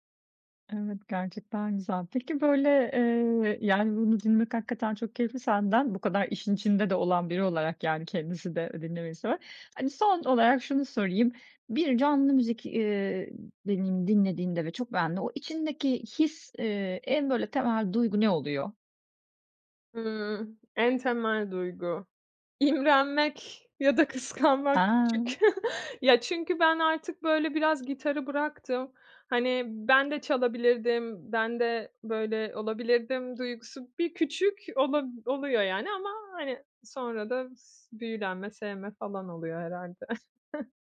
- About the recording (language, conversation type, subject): Turkish, podcast, Canlı müzik deneyimleri müzik zevkini nasıl etkiler?
- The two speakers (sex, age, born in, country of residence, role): female, 30-34, Turkey, Italy, guest; female, 40-44, Turkey, Greece, host
- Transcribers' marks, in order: chuckle; chuckle